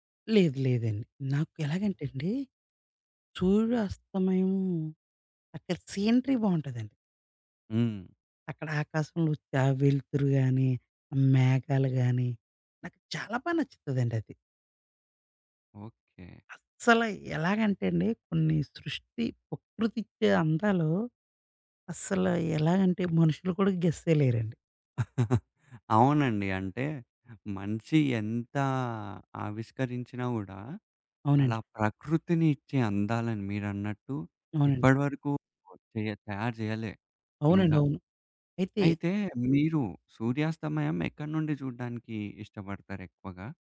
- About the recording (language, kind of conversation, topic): Telugu, podcast, సూర్యాస్తమయం చూసిన తర్వాత మీ దృష్టికోణంలో ఏ మార్పు వచ్చింది?
- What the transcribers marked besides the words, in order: in English: "సీనరీ"; in English: "గెస్"; chuckle